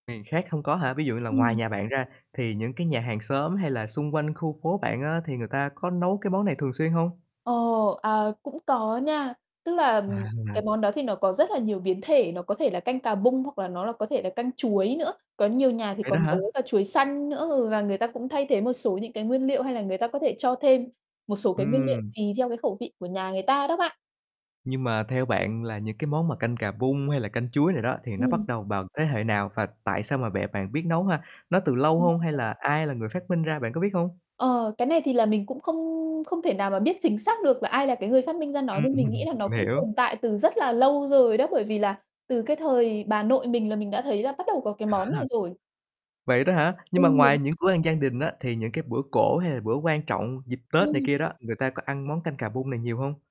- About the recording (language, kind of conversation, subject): Vietnamese, podcast, Bạn có thể kể về một món ăn gia đình mà bạn thấy khó quên không?
- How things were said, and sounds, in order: static; tapping; unintelligible speech; distorted speech; chuckle; other background noise